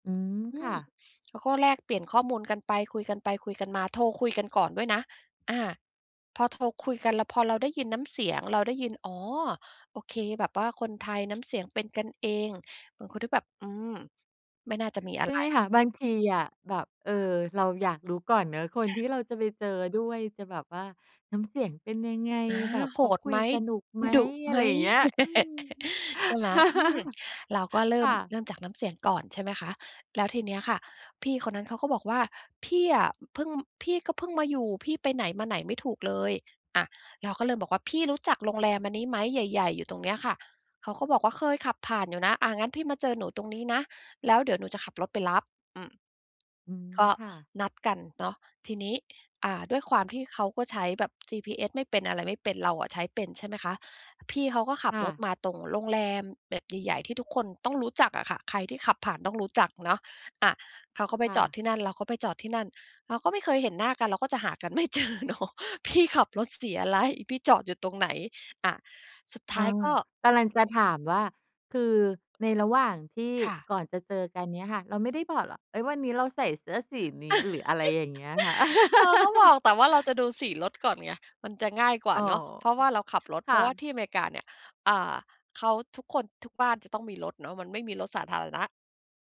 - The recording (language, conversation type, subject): Thai, podcast, คุณเคยมีประสบการณ์นัดเจอเพื่อนที่รู้จักกันทางออนไลน์แล้วพบกันตัวจริงไหม?
- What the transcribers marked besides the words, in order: tapping; other background noise; laugh; laugh; laughing while speaking: "ไม่เจอเนาะ"; laugh; laugh